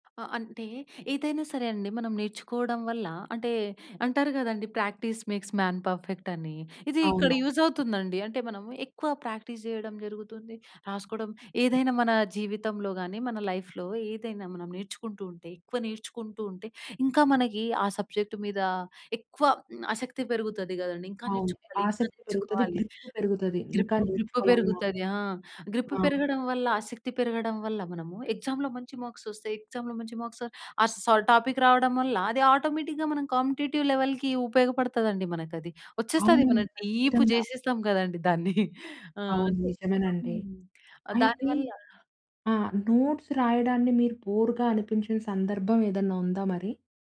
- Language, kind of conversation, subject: Telugu, podcast, నోట్స్ తీసుకోవడానికి మీరు సాధారణంగా ఏ విధానం అనుసరిస్తారు?
- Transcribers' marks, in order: other background noise; in English: "ప్రాక్టీస్ మేక్స్ మాన్ పర్ఫెక్ట్"; in English: "యూజ్"; in English: "ప్రాక్టీస్"; in English: "లైఫ్‌లో"; in English: "సబ్జెక్ట్"; in English: "గ్రిప్"; in English: "గ్రిప్"; in English: "ఎక్సామ్‌లో"; in English: "మార్క్స్"; in English: "ఎక్సామ్‌లో"; in English: "మార్క్స్"; in English: "టాపిక్"; in English: "ఆటోమేటిక్‌గా"; in English: "కాంపిటీటివ్ లెవెల్‌కి"; in English: "డీప్"; chuckle; in English: "నోట్స్"; in English: "బోర్‌గా"